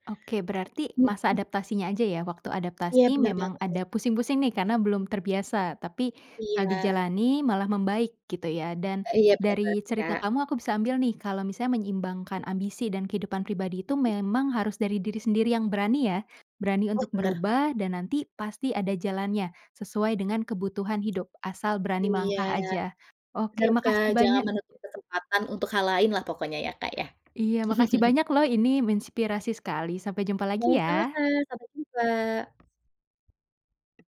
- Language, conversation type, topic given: Indonesian, podcast, Bagaimana kamu menyeimbangkan ambisi dan kehidupan pribadi?
- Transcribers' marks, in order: tapping; laugh; "menginspirasi" said as "minsprirasi"